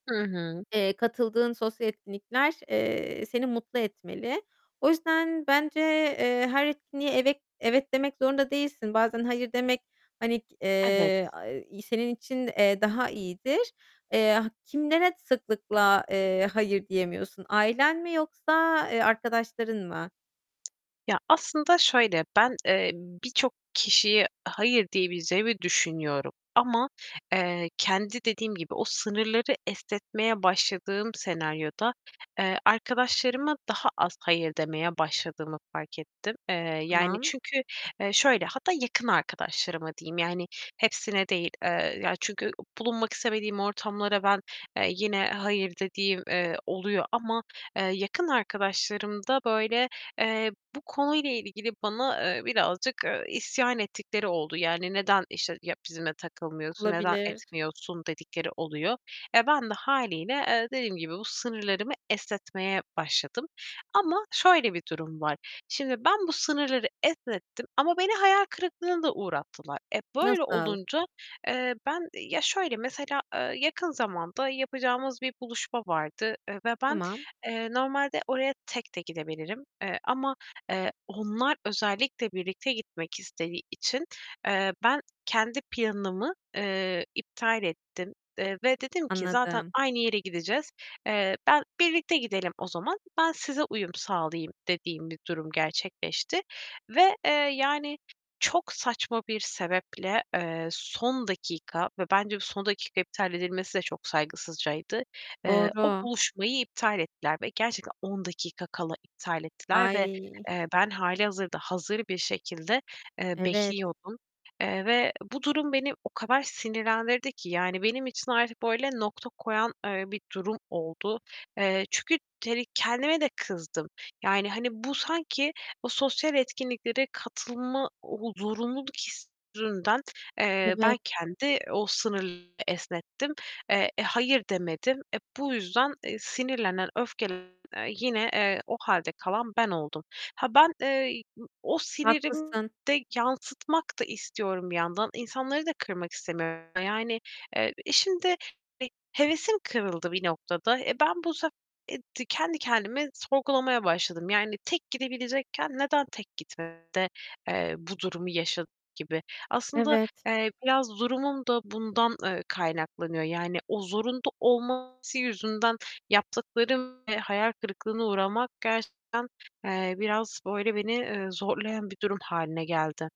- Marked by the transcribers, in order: static; tapping; distorted speech; stressed: "son dakika"; other background noise; unintelligible speech
- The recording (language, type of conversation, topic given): Turkish, advice, Sosyal etkinliklere katılmak zorundaymışsın gibi hissettiğin oluyor mu?